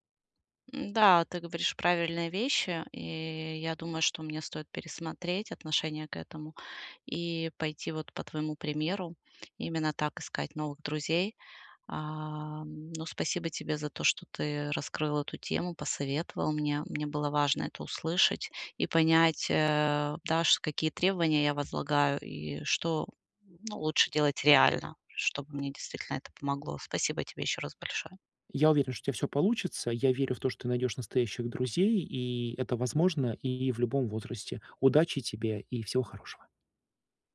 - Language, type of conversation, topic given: Russian, advice, Как мне найти новых друзей во взрослом возрасте?
- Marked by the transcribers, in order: other background noise; tapping